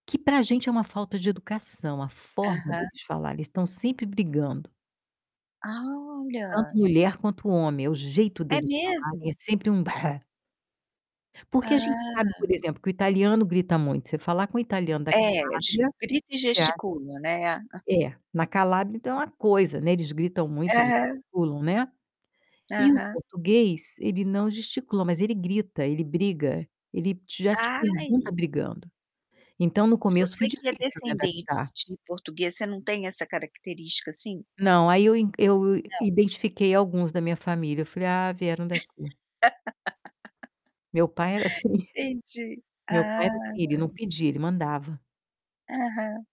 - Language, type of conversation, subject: Portuguese, podcast, Como foi se adaptar a uma cultura diferente?
- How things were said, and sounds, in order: distorted speech; other noise; tapping; laugh; other background noise